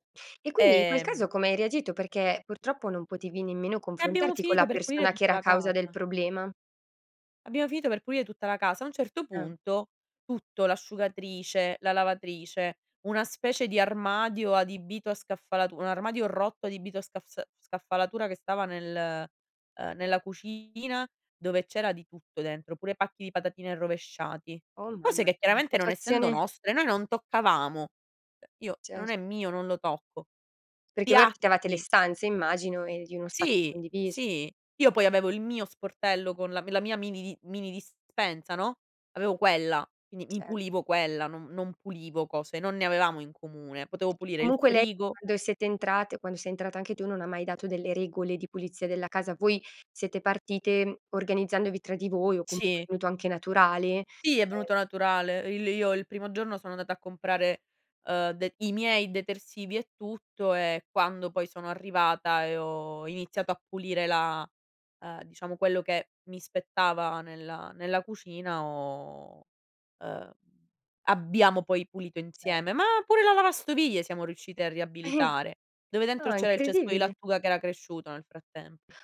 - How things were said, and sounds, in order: unintelligible speech; drawn out: "ho"; other noise
- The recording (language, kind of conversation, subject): Italian, podcast, Come dividete i compiti di casa con gli altri?